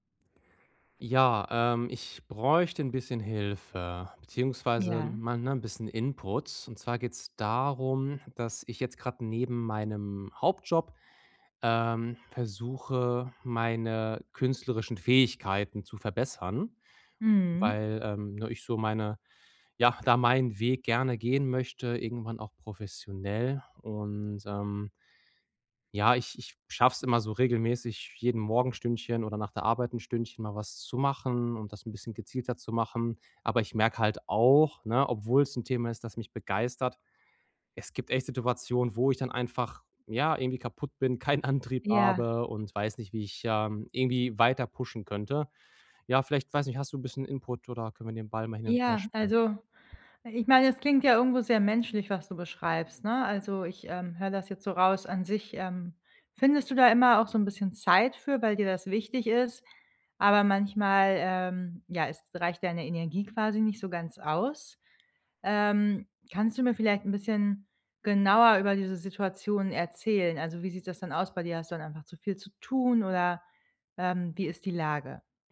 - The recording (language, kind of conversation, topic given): German, advice, Wie kann ich beim Training langfristig motiviert bleiben?
- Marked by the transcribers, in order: laughing while speaking: "keinen"; in English: "pushen"; other background noise